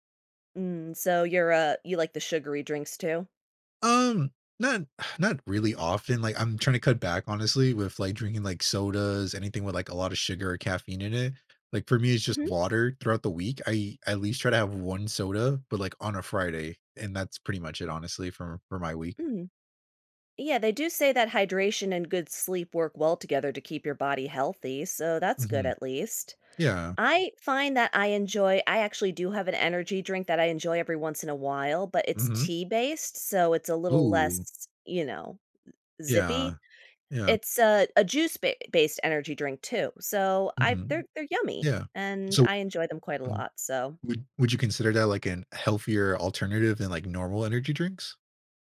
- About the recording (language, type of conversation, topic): English, unstructured, How can I use better sleep to improve my well-being?
- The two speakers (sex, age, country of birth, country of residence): female, 35-39, United States, United States; male, 20-24, United States, United States
- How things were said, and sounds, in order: exhale